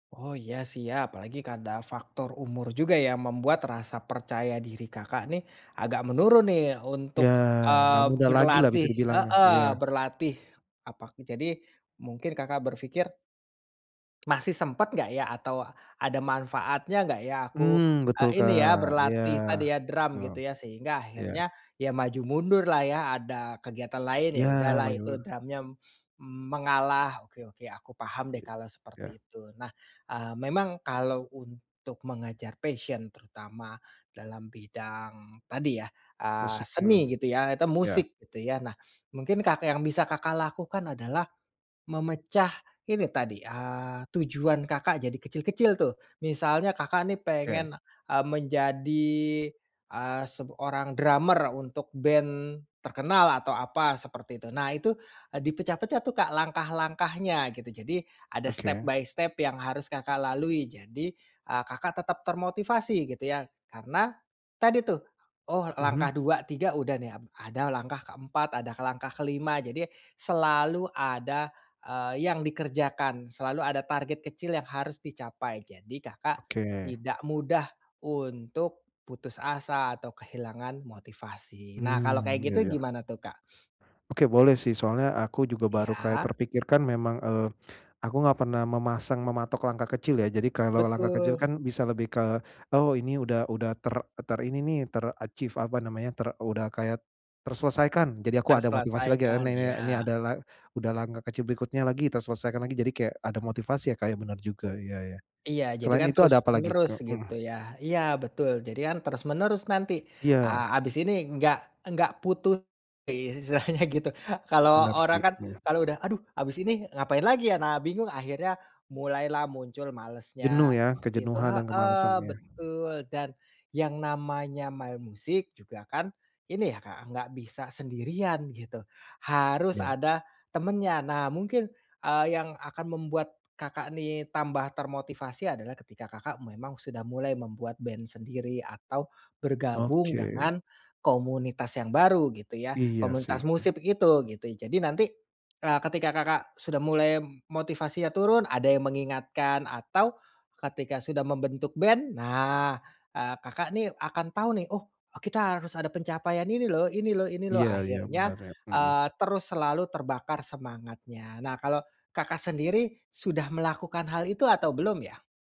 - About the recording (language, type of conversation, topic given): Indonesian, advice, Bagaimana cara memulihkan motivasi untuk mengejar passion saya?
- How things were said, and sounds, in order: tapping; other background noise; in English: "passion"; in English: "drummer"; in English: "step-by-step"; in English: "ter-achieve"; laughing while speaking: "istilahnya"; "musik" said as "musib"